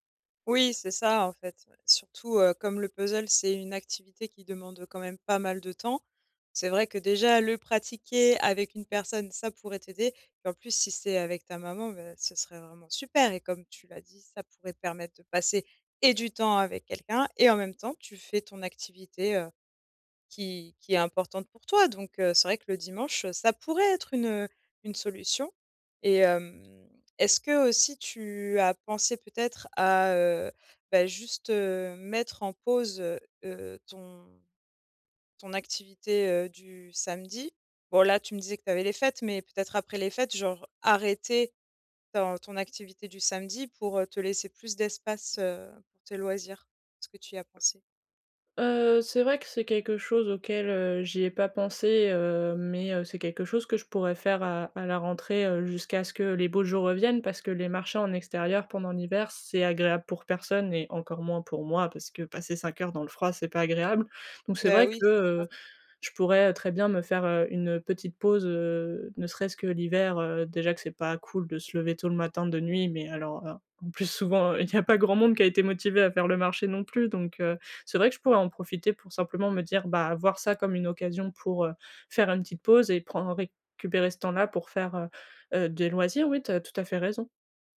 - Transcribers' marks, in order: other background noise; stressed: "super"; stressed: "et"; stressed: "et"; tapping; stressed: "moi"; laughing while speaking: "en plus, souvent, il y a pas grand monde"
- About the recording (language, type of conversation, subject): French, advice, Comment trouver du temps pour développer mes loisirs ?
- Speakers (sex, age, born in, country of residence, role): female, 20-24, France, France, user; female, 30-34, France, France, advisor